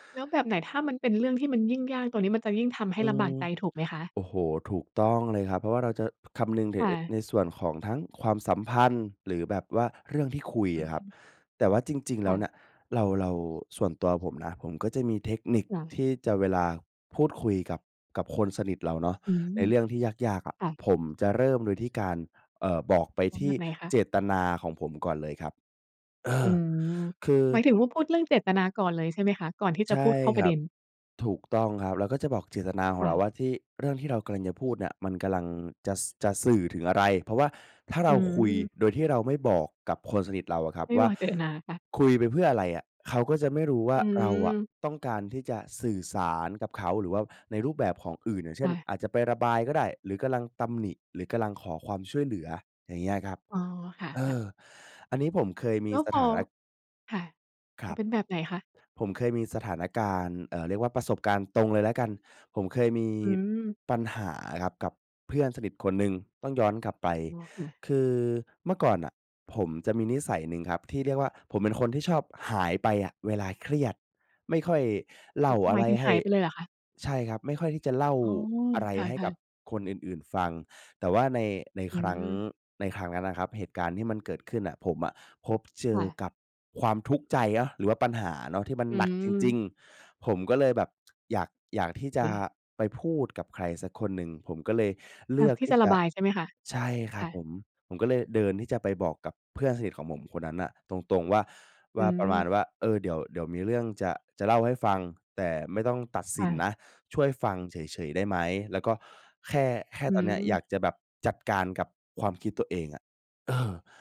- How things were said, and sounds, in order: other background noise; laughing while speaking: "เจตนา"; "เนาะ" said as "เยาะ"
- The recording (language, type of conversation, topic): Thai, podcast, ควรใช้เทคนิคอะไรเมื่อจำเป็นต้องคุยเรื่องยากกับคนสนิท?